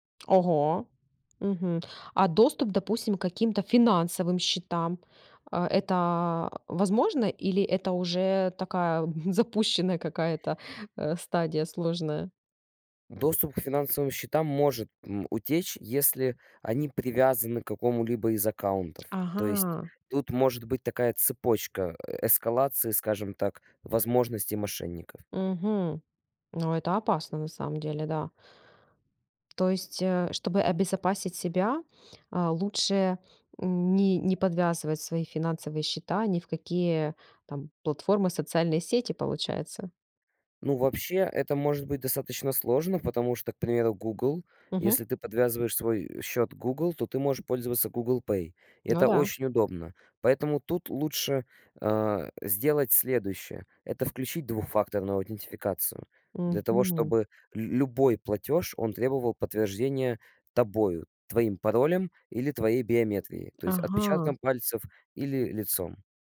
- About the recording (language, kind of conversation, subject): Russian, podcast, Как отличить надёжный сайт от фейкового?
- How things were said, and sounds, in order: tapping; drawn out: "это"; chuckle; other background noise